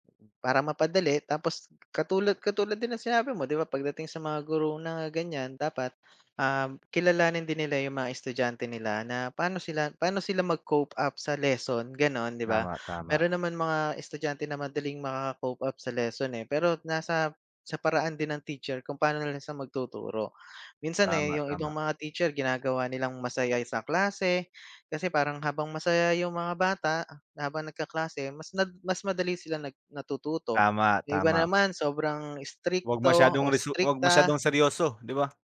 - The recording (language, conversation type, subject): Filipino, unstructured, Paano mo ipaliliwanag ang kahalagahan ng edukasyon para sa lahat?
- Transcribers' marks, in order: in English: "cope up"; other background noise